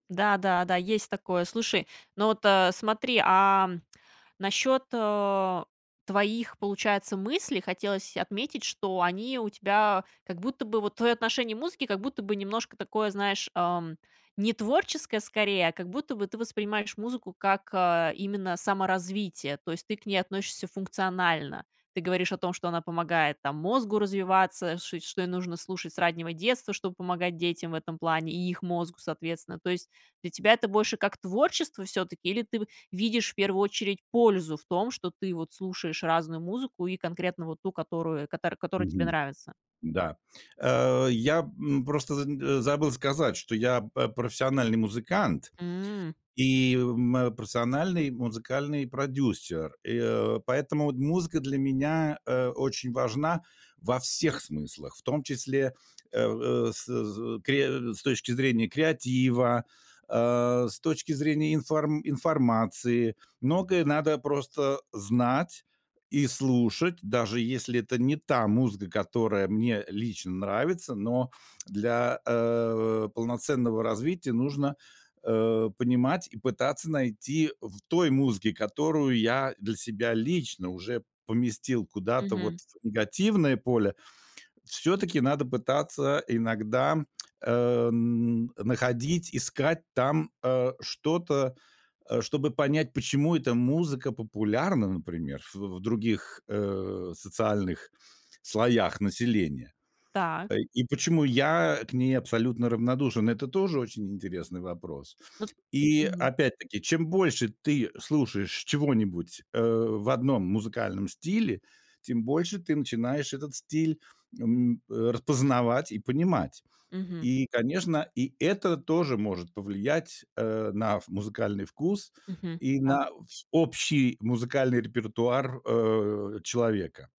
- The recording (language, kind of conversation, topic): Russian, podcast, Как окружение влияет на то, что ты слушаешь?
- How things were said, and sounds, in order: drawn out: "М"; tapping